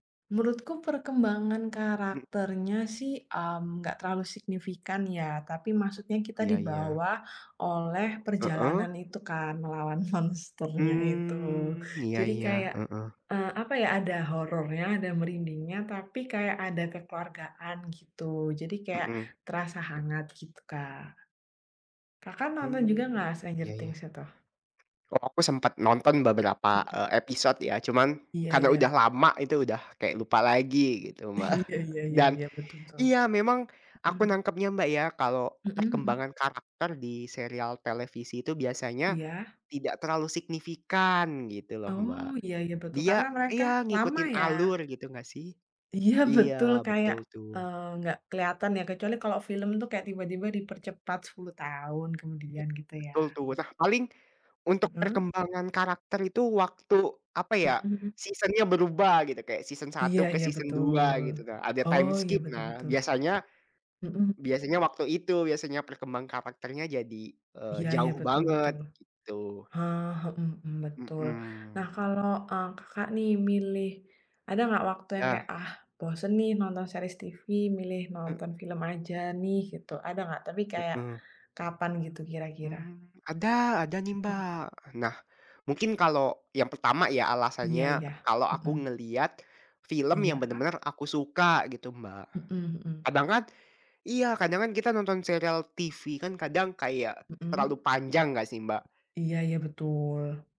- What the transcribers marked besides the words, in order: laughing while speaking: "melawan monsternya"; drawn out: "Mmm"; other background noise; laughing while speaking: "Iya"; chuckle; laughing while speaking: "Iya"; tapping; in English: "season-nya"; in English: "season"; in English: "season"; in English: "time skip"; in English: "series"
- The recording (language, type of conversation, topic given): Indonesian, unstructured, Apa yang lebih Anda nikmati: menonton serial televisi atau film?